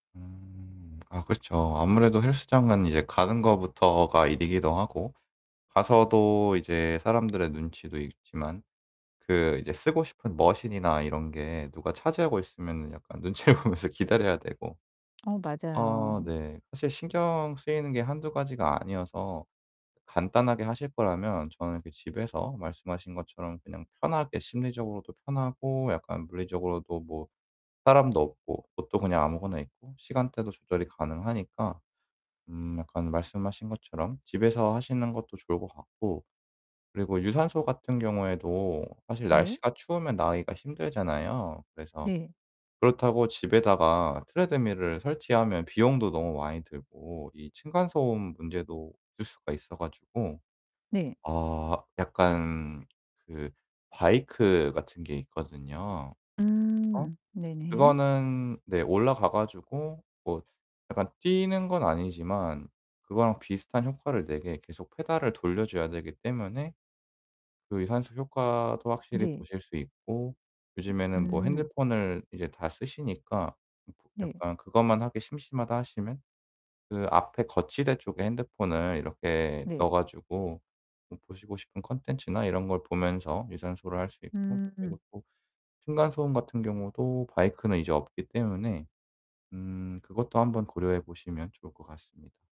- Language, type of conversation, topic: Korean, advice, 짧은 시간에 운동 습관을 어떻게 만들 수 있을까요?
- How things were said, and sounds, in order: mechanical hum; laughing while speaking: "눈치를 보면서"; distorted speech; in English: "트레드밀을"; tapping; in English: "바이크"; unintelligible speech; in English: "바이크는"